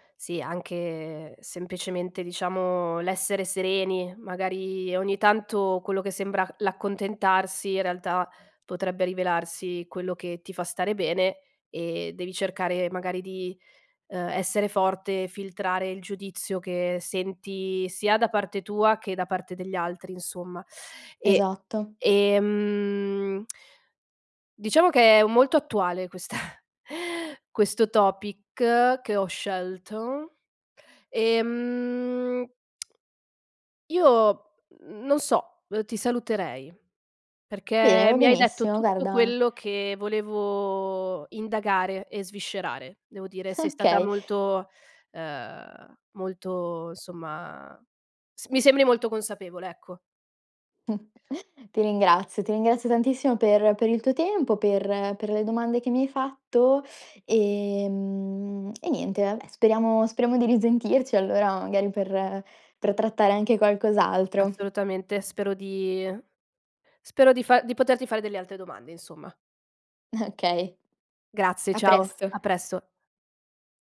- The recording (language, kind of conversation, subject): Italian, podcast, Quando è il momento giusto per cambiare strada nella vita?
- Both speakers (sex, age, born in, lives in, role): female, 20-24, Italy, Italy, guest; female, 30-34, Italy, Italy, host
- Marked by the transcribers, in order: tongue click; laughing while speaking: "questa"; in English: "topic"; put-on voice: "scelto"; laughing while speaking: "Okay"; chuckle; laughing while speaking: "Okay"